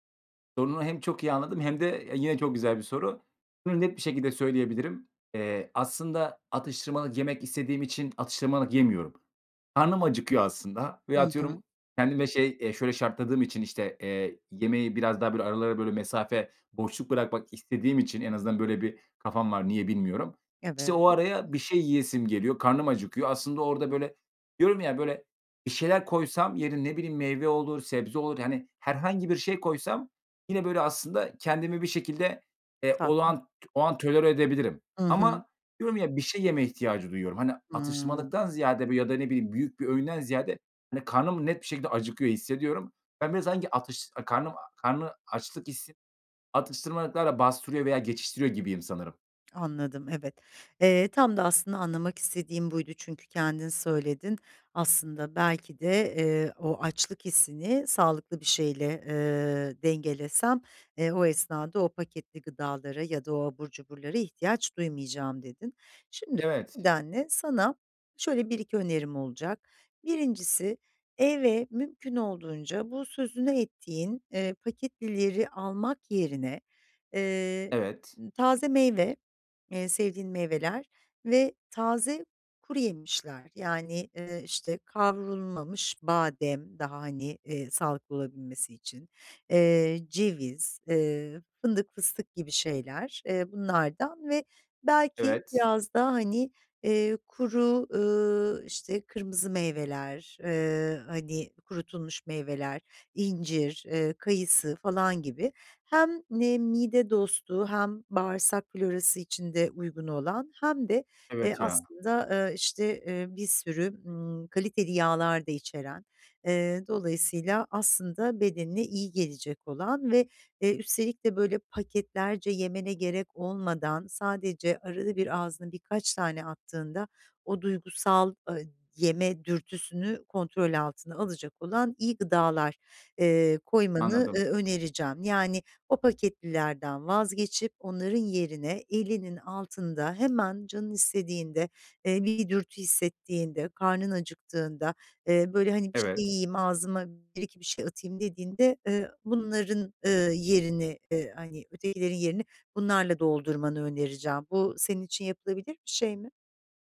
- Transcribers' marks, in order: other background noise; "sanki" said as "sangi"; unintelligible speech; other noise
- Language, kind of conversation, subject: Turkish, advice, Atıştırmalık seçimlerimi evde ve dışarıda daha sağlıklı nasıl yapabilirim?